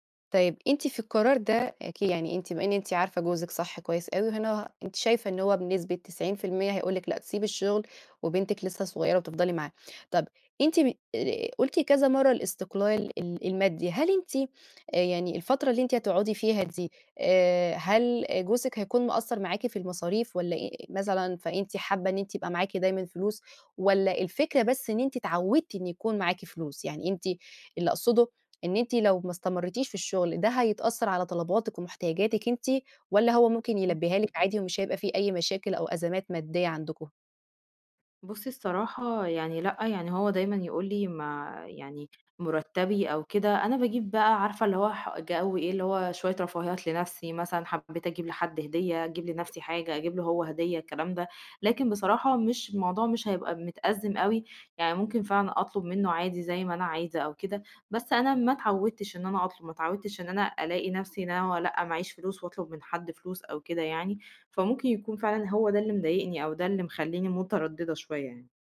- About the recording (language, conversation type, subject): Arabic, advice, إزاي أوقف التردد المستمر وأاخد قرارات واضحة لحياتي؟
- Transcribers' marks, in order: other background noise; tapping